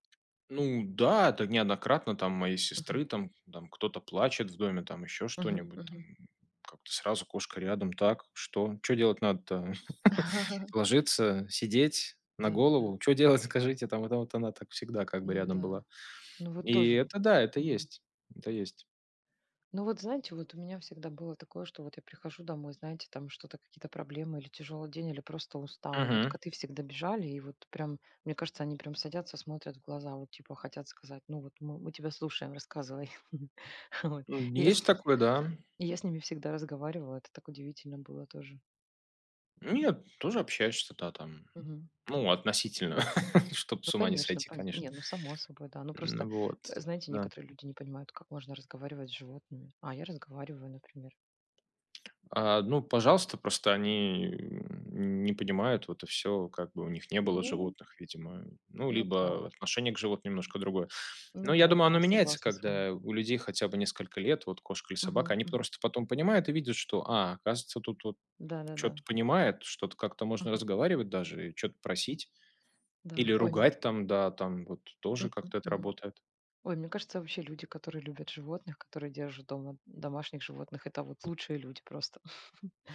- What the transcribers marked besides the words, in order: other background noise; laugh; chuckle; laugh; laugh; tapping; chuckle
- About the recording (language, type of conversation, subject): Russian, unstructured, Что самое удивительное вы знаете о поведении кошек?